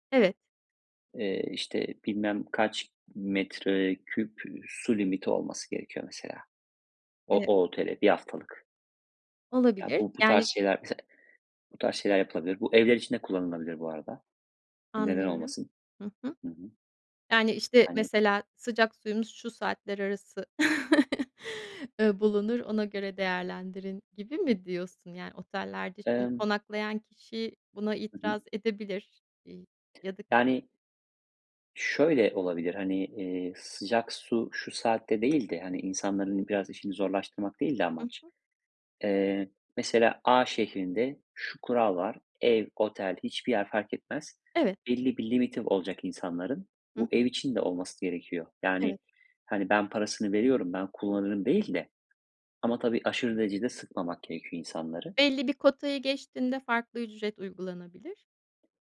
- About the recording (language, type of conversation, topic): Turkish, podcast, Su tasarrufu için pratik önerilerin var mı?
- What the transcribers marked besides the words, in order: tapping; chuckle; other background noise